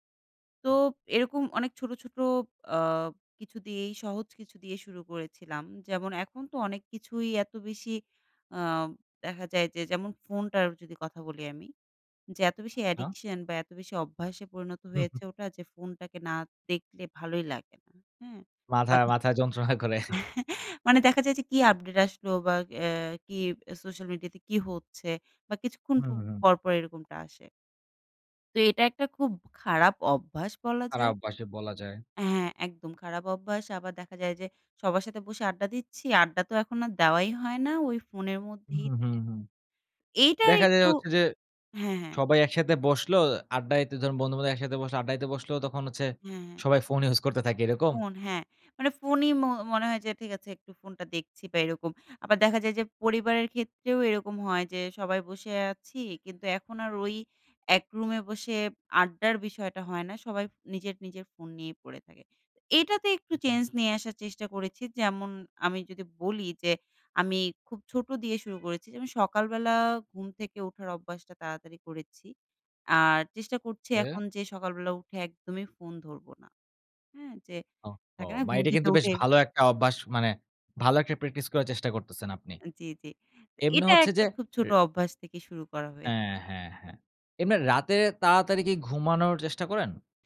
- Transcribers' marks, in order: in English: "addiction"; chuckle; laughing while speaking: "যন্ত্রণা করে"; "অভ্যাসে" said as "আভ্যাসে"; horn; tapping
- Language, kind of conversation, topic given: Bengali, podcast, কোন ছোট অভ্যাস বদলে তুমি বড় পরিবর্তন এনেছ?